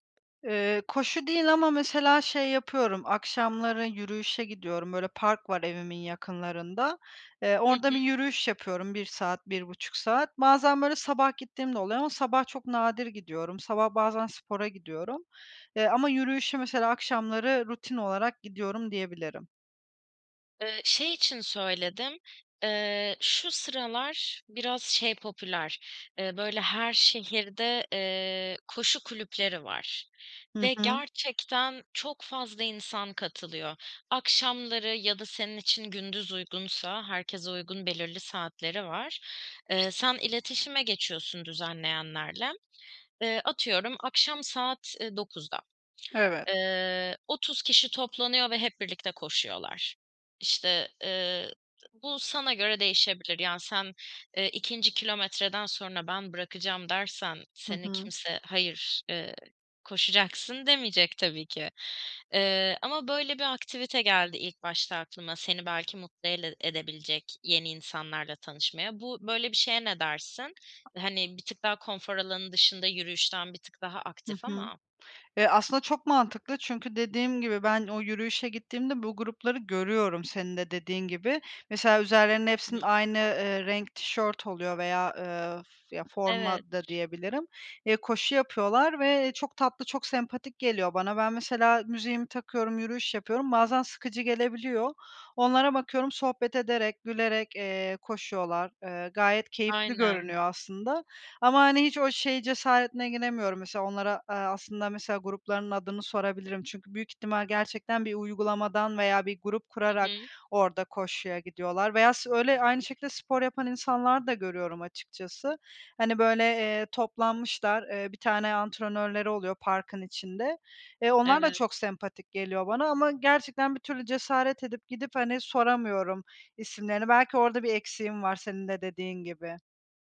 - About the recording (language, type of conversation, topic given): Turkish, advice, Yeni bir yerde nasıl sosyal çevre kurabilir ve uyum sağlayabilirim?
- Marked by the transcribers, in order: tapping; other background noise; unintelligible speech